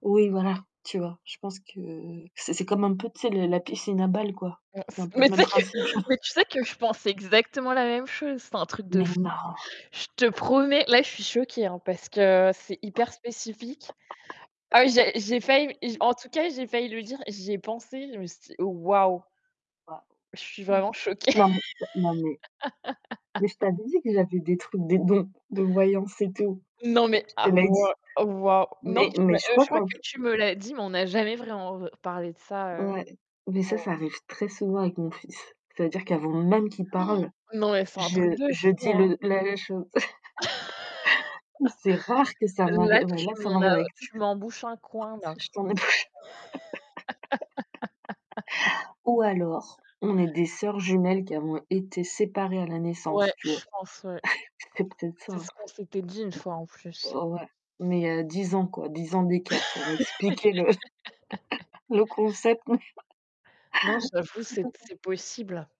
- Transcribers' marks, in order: other background noise; laughing while speaking: "mais tu sais que"; distorted speech; chuckle; surprised: "Mais non !"; laugh; surprised: "Waouh !"; laugh; laughing while speaking: "des dons"; gasp; laugh; chuckle; laugh; chuckle; static; chuckle; laugh; laughing while speaking: "le le concept mais"; chuckle; unintelligible speech
- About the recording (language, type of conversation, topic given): French, unstructured, Que changeriez-vous si vous pouviez vivre une journée entière dans la peau d’un animal ?